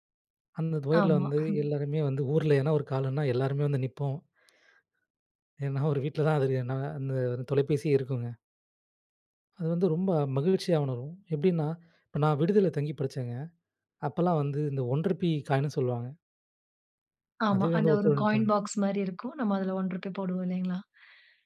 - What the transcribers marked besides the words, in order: chuckle; inhale; laughing while speaking: "ஏன்னா ஒரு வீட்ல தான் அது தெரியும். ன்னா அந்த தொலைபேசியே இருக்குங்க!"; in English: "ஒன் ருப்பீ காயின்னு"; in English: "காயின் பாக்ஸ்"; other background noise; inhale
- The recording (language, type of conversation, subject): Tamil, podcast, புதிய தொழில்நுட்பங்கள் உங்கள் தினசரி வாழ்வை எப்படி மாற்றின?